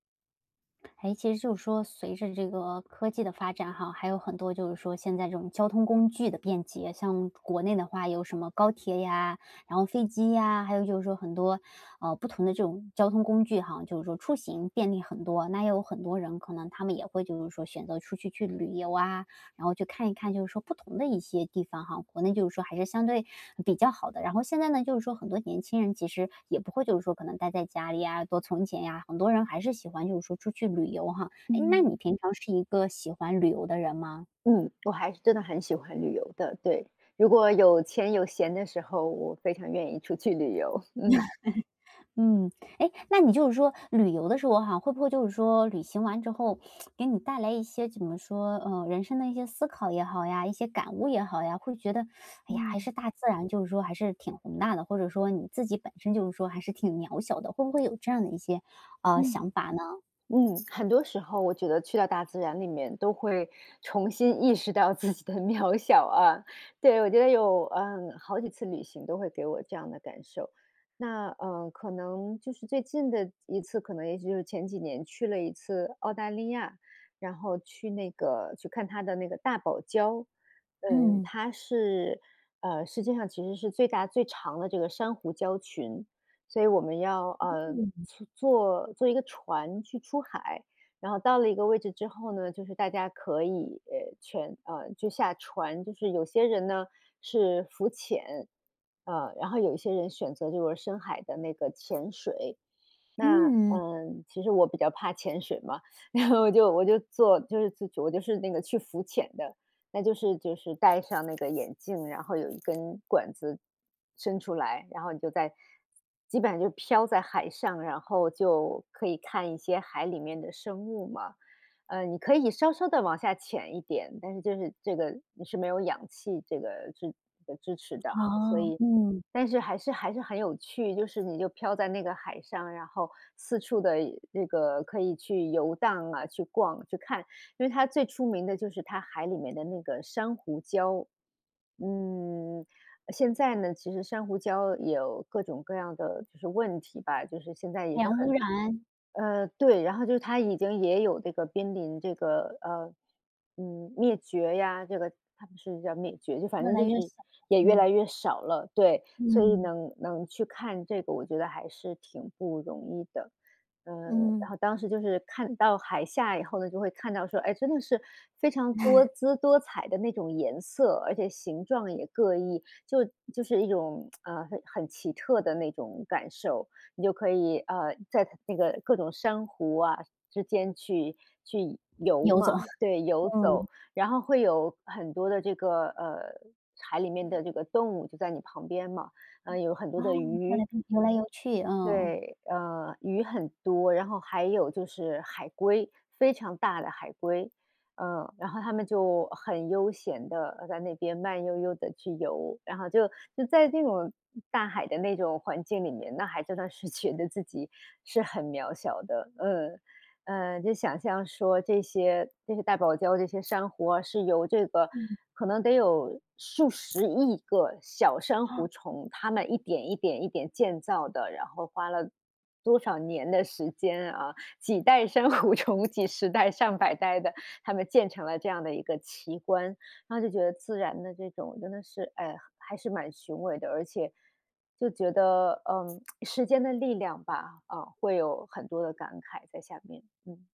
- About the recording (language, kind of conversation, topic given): Chinese, podcast, 有没有一次旅行让你突然觉得自己很渺小？
- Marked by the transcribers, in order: other background noise; joyful: "出去旅游，嗯"; laugh; lip smack; teeth sucking; laughing while speaking: "自己的渺小啊"; laughing while speaking: "然后我就 我就做"; other noise; chuckle; lip smack; chuckle; unintelligible speech; laughing while speaking: "觉得"; laughing while speaking: "几代珊瑚虫"; lip smack